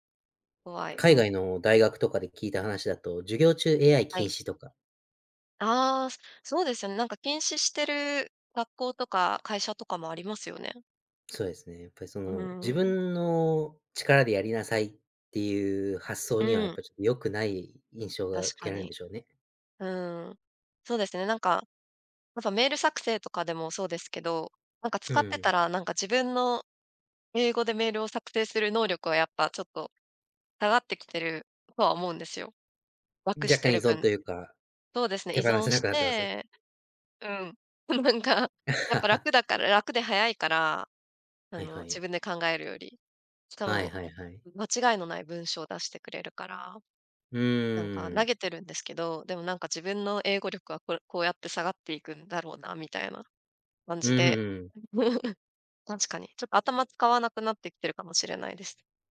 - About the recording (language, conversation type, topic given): Japanese, podcast, 普段、どのような場面でAIツールを使っていますか？
- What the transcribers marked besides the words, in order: laughing while speaking: "なんか"; chuckle; chuckle